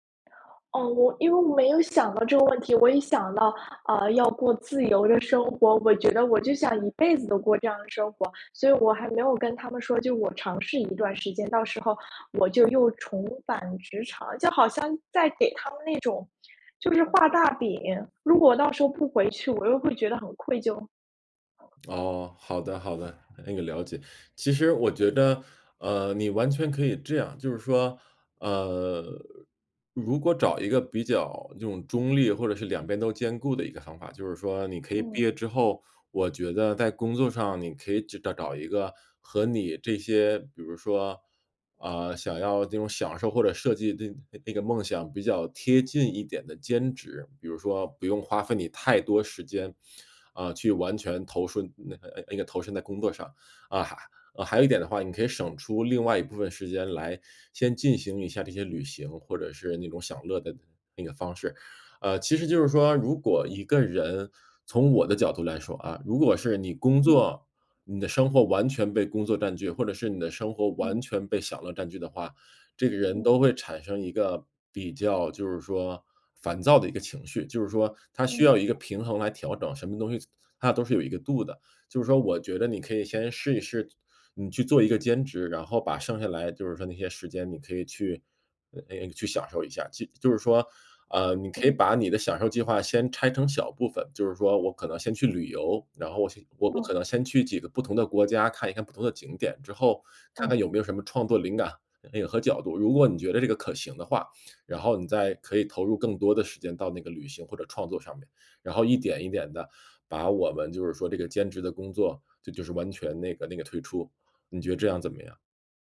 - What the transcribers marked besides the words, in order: other background noise
- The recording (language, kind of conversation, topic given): Chinese, advice, 长期计划被意外打乱后该如何重新调整？